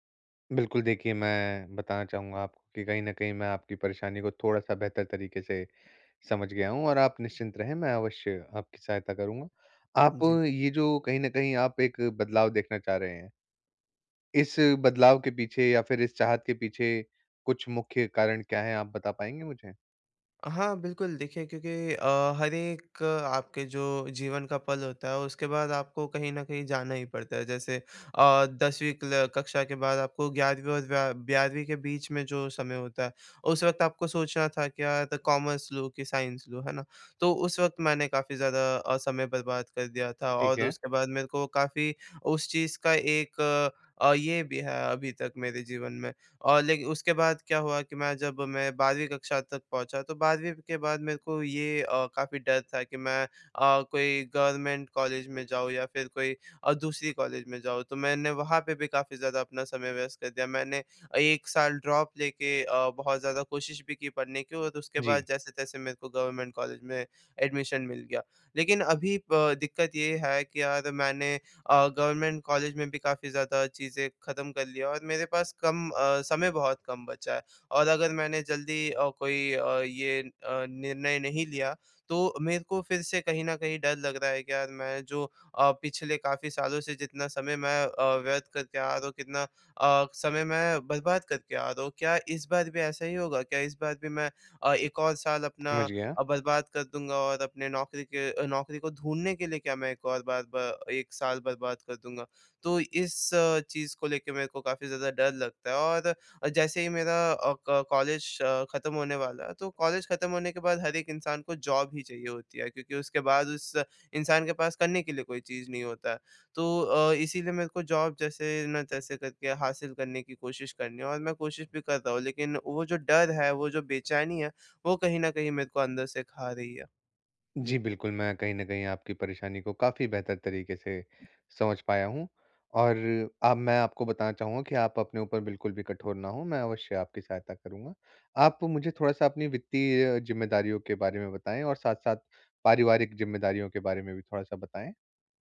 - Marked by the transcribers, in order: in English: "गवर्नमेंट"; in English: "ड्रॉप"; in English: "गवर्नमेंट"; in English: "एडमिशन"; in English: "गवर्नमेंट"; in English: "जॉब"; in English: "जॉब"
- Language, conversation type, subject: Hindi, advice, क्या अब मेरे लिए अपने करियर में बड़ा बदलाव करने का सही समय है?